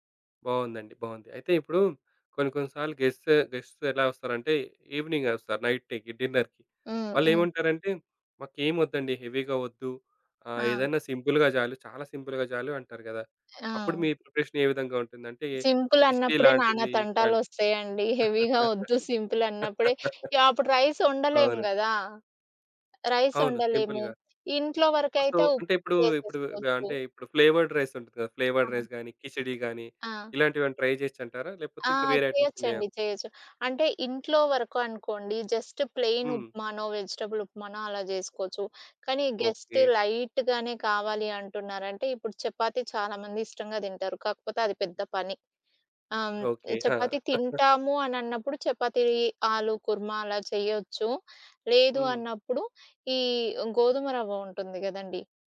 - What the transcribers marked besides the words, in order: in English: "గెస్ట్ గెస్ట్స్"; in English: "ఈవినింగ్"; in English: "డిన్నర్‌కి"; in English: "హెవీగా"; in English: "సింపుల్‌గా"; in English: "సింపుల్‌గా"; in English: "ప్రిపరేషన్"; giggle; in English: "హెవీగా"; in English: "సింపుల్"; laugh; in English: "రైస్"; other background noise; in English: "రైస్"; in English: "సో"; in English: "ఫ్లేవర్డ్ రైస్"; in English: "ఫ్లేవర్డ్ రైస్"; tapping; in English: "ట్రై"; in English: "ఐటెమ్స్"; in English: "జస్ట్ ప్లెయిన్"; in English: "వెజిటబుల్"; in English: "గెస్ట్ లైట్‌గానే"; chuckle; in Hindi: "ఆలు కుర్మ"
- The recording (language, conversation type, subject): Telugu, podcast, ఒక చిన్న బడ్జెట్‌లో పెద్ద విందు వంటకాలను ఎలా ప్రణాళిక చేస్తారు?